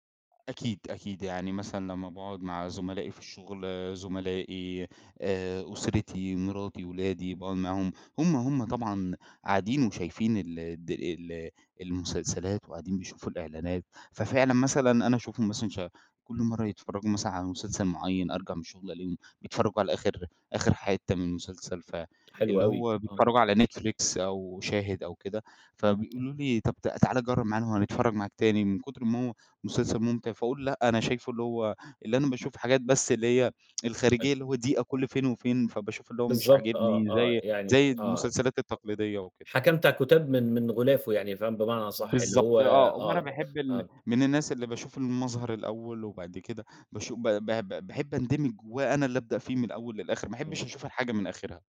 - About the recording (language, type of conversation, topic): Arabic, podcast, إزاي بتختار مسلسل تبدأ تتابعه؟
- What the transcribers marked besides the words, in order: tapping; tsk